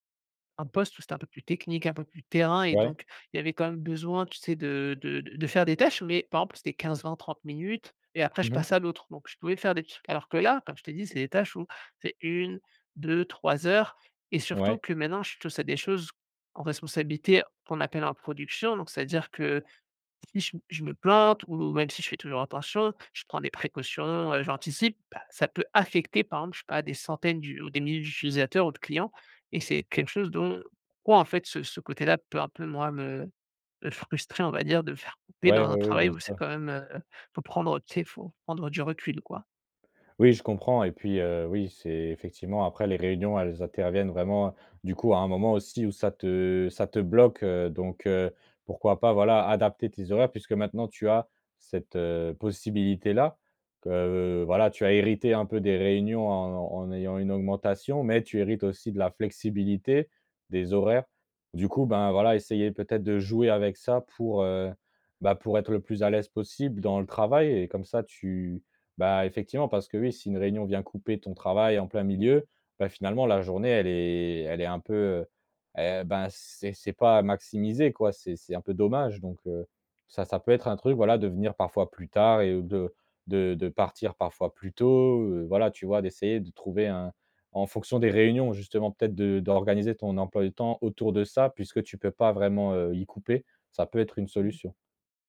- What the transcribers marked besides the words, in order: other background noise
- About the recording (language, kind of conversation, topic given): French, advice, Comment gérer des journées remplies de réunions qui empêchent tout travail concentré ?
- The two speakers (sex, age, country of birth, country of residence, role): male, 25-29, France, France, advisor; male, 35-39, France, France, user